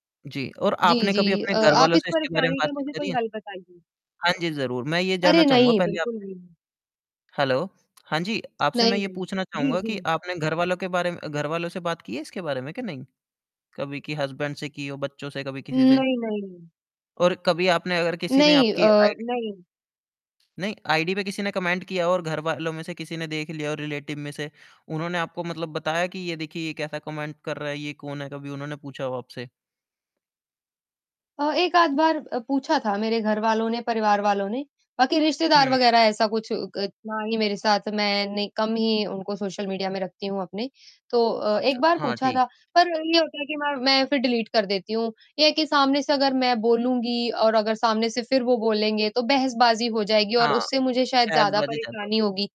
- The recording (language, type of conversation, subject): Hindi, advice, सोशल मीडिया पर नकारात्मक टिप्पणियों से आपको किस तरह परेशानी हो रही है?
- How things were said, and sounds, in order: distorted speech; in English: "हैलो"; tapping; in English: "हस्बैंड"; static; in English: "कमेंट"; in English: "रिलेटिव"; in English: "कमेंट"; in English: "डिलीट"